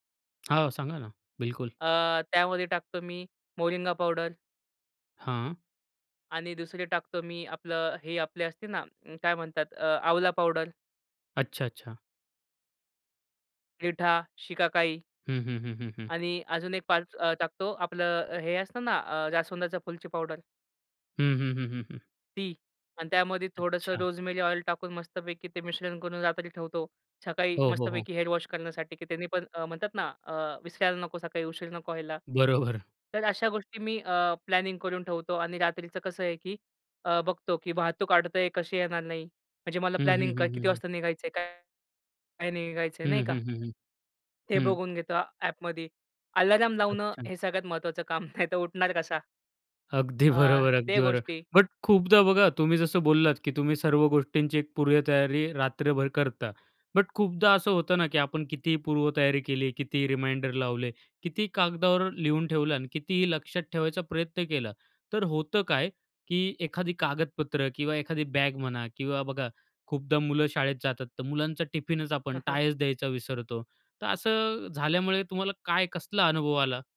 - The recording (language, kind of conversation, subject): Marathi, podcast, पुढच्या दिवसासाठी रात्री तुम्ही काय तयारी करता?
- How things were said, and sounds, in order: other background noise; in English: "रोजमेरी ऑइल"; laughing while speaking: "बरोबर"; in English: "प्लॅनिंग"; in English: "प्लॅनिंग"; laughing while speaking: "नाहीतर"; laughing while speaking: "अगदी बरोबर"; in English: "रिमाइंडर"; chuckle; in English: "टायच"